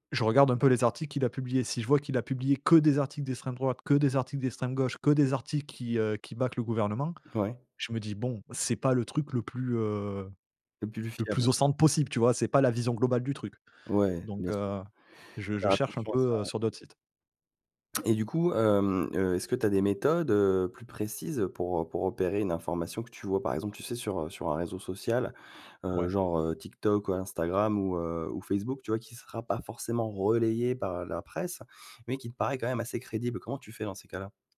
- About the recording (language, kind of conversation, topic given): French, podcast, Comment fais-tu pour repérer les fausses informations ?
- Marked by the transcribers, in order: stressed: "que"; stressed: "que"; stressed: "que"; in English: "back"; other background noise